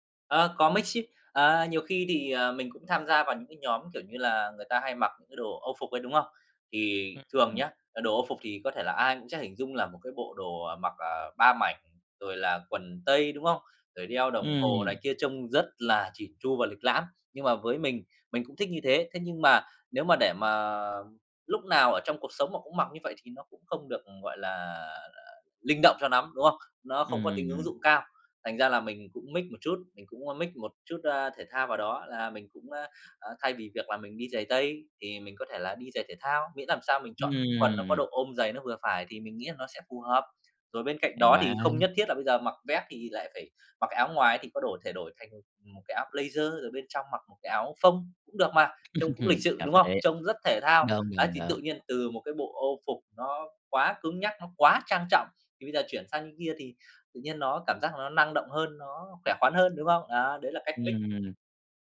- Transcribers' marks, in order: in English: "mix"; other background noise; tapping; in English: "mix"; in English: "mix"; in English: "blazer"; laugh; in English: "mix"
- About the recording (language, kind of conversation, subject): Vietnamese, podcast, Mạng xã hội thay đổi cách bạn ăn mặc như thế nào?